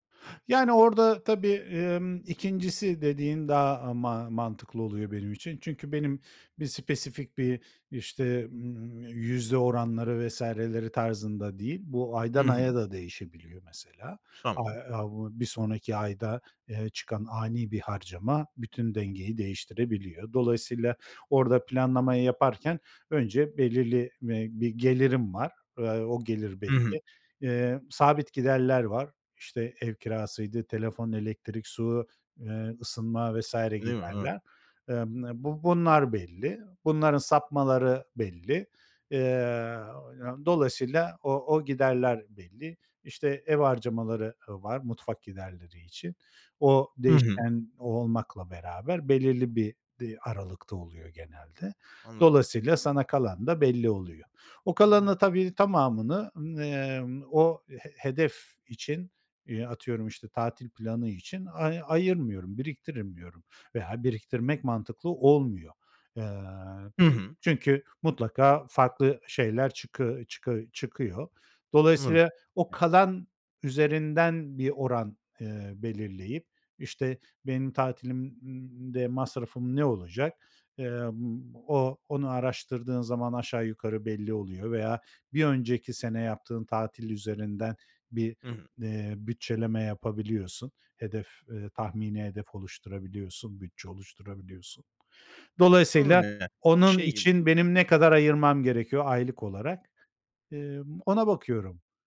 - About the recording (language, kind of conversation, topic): Turkish, podcast, Harcama ve birikim arasında dengeyi nasıl kuruyorsun?
- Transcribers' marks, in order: other background noise; unintelligible speech